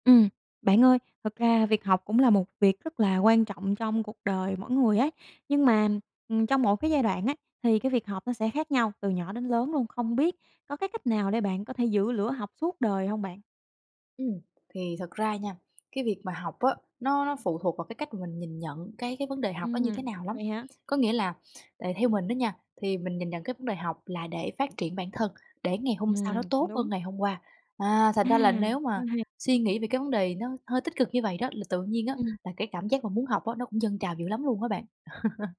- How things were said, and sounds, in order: tapping; laugh
- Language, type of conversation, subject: Vietnamese, podcast, Theo bạn, làm thế nào để giữ lửa học suốt đời?